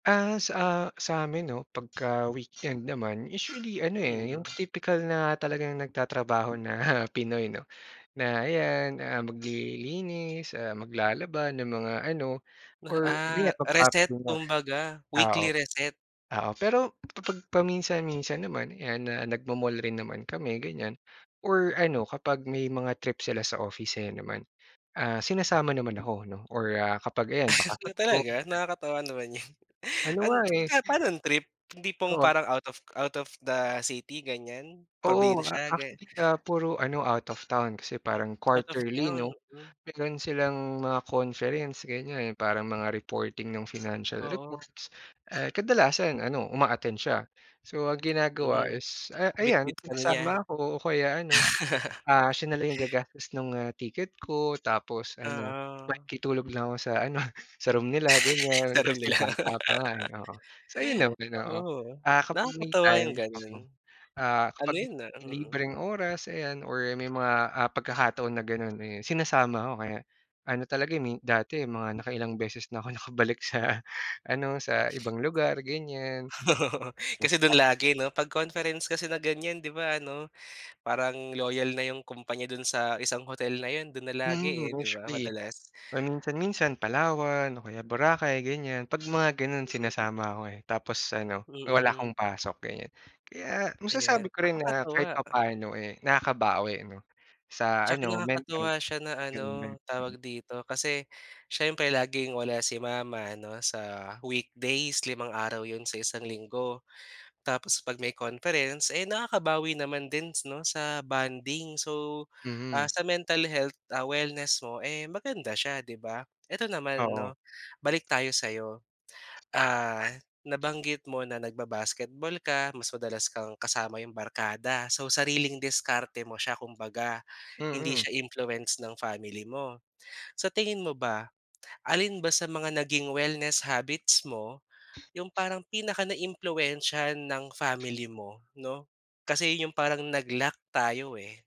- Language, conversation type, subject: Filipino, podcast, Ano ang papel ng pamilya o barkada sa mga gawi mo para sa kalusugan?
- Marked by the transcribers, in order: other background noise; laughing while speaking: "na"; unintelligible speech; chuckle; tapping; chuckle; chuckle; laughing while speaking: "nila"; laughing while speaking: "Oo"; unintelligible speech